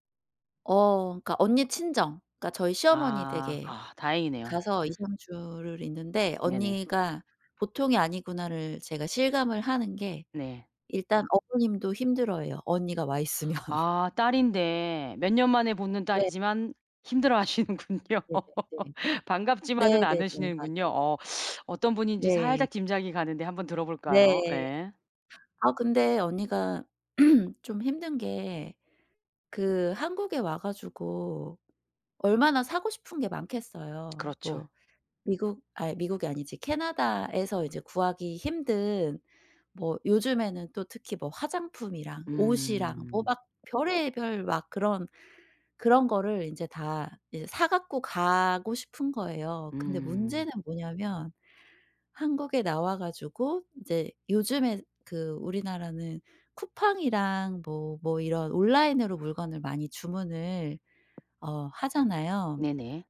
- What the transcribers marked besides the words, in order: tapping; laughing while speaking: "있으면"; laughing while speaking: "힘들어하시는군요"; laugh; teeth sucking; cough
- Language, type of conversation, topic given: Korean, advice, 비판이나 거절에 과민하게 반응해 관계가 상할 때 어떻게 해야 하나요?